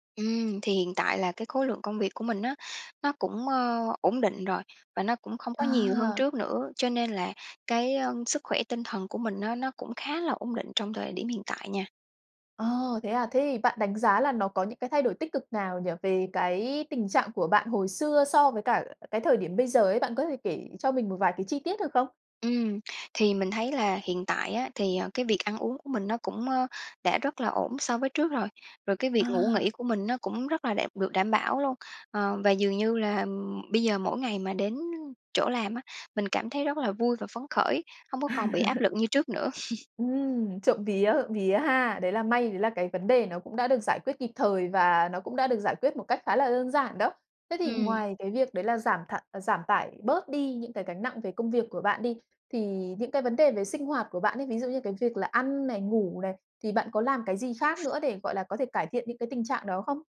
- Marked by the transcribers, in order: laugh; chuckle; tapping; other background noise
- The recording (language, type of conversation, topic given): Vietnamese, podcast, Bạn nhận ra mình sắp kiệt sức vì công việc sớm nhất bằng cách nào?